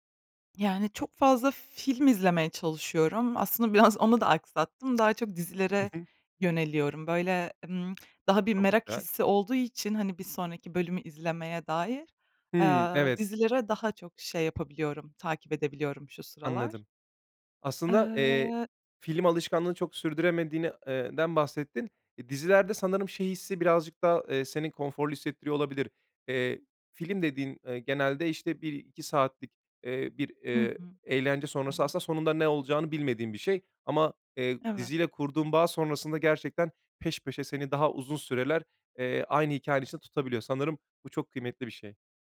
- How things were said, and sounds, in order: none
- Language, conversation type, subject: Turkish, podcast, Kendine ayırdığın zamanı nasıl yaratırsın ve bu zamanı nasıl değerlendirirsin?